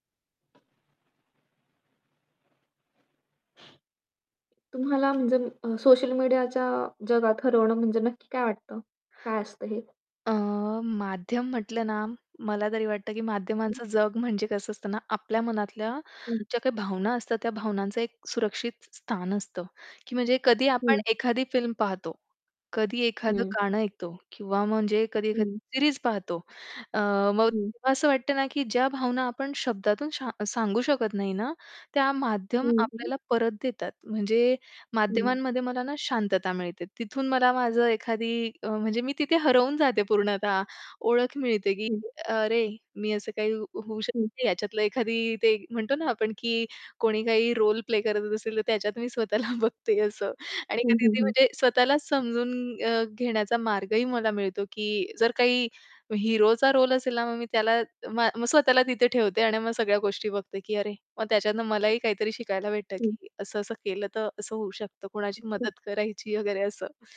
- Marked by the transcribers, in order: static; other background noise; in English: "फिल्म"; in English: "सीरीज"; distorted speech; tapping; in English: "रोल"; laughing while speaking: "स्वतःला बघते असं"; in English: "रोल"
- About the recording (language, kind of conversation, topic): Marathi, podcast, तुला माध्यमांच्या जगात हरवायला का आवडते?